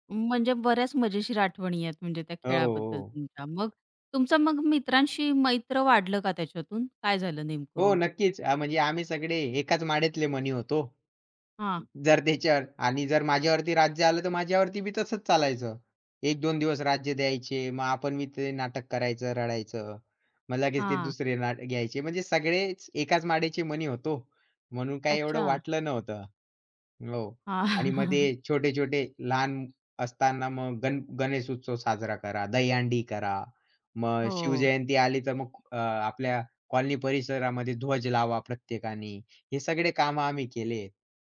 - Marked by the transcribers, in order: laugh
- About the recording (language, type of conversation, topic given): Marathi, podcast, तुमच्या वाडीत लहानपणी खेळलेल्या खेळांची तुम्हाला कशी आठवण येते?